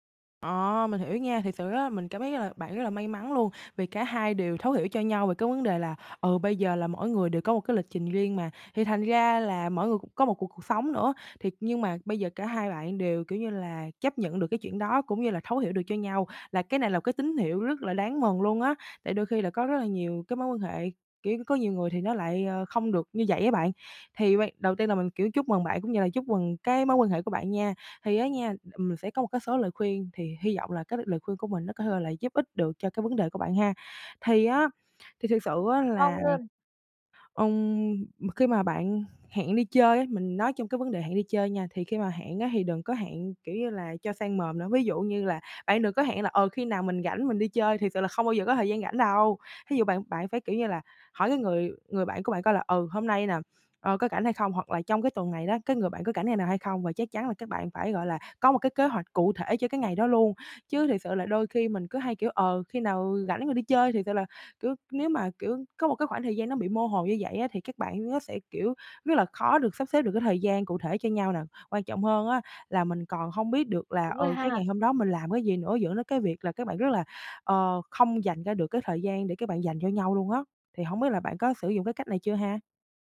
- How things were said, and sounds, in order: unintelligible speech
- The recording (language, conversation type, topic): Vietnamese, advice, Làm thế nào để giữ liên lạc với người thân khi có thay đổi?